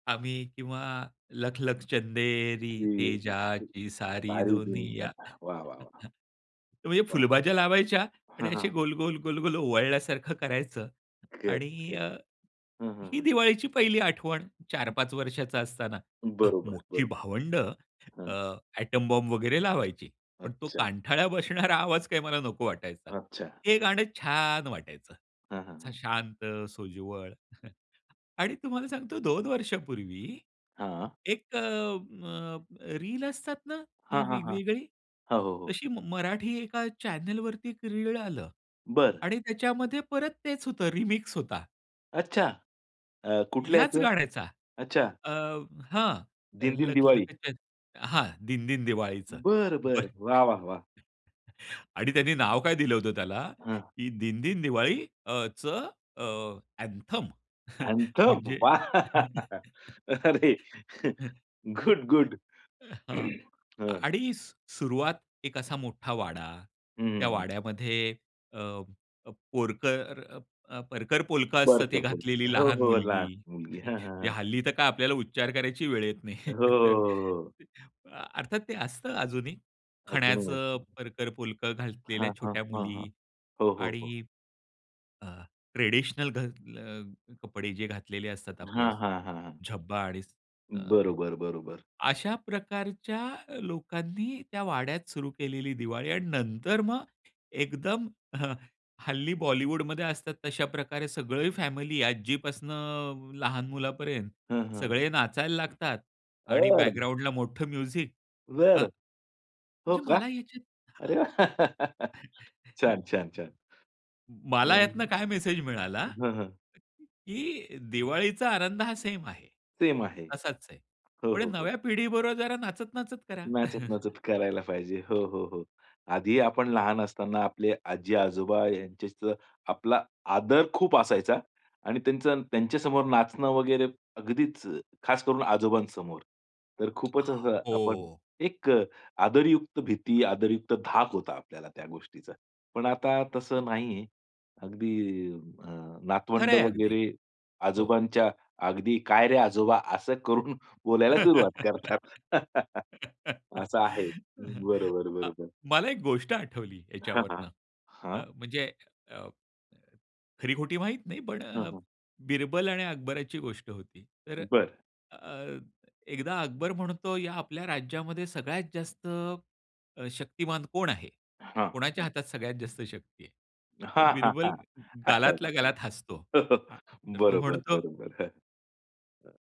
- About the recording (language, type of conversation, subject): Marathi, podcast, नॉस्टॅल्जियामुळे जुन्या गोष्टी पुन्हा लोकप्रिय का होतात, असं आपल्याला का वाटतं?
- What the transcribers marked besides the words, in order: singing: "लखलख चंदेरी तेजाची सारी दुनिया"; unintelligible speech; chuckle; chuckle; chuckle; chuckle; stressed: "अँथम"; laughing while speaking: "वाह! अरे. गुड, गुड"; laugh; throat clearing; chuckle; chuckle; in English: "म्युझिक"; laugh; chuckle; chuckle; tapping; laugh; laugh; chuckle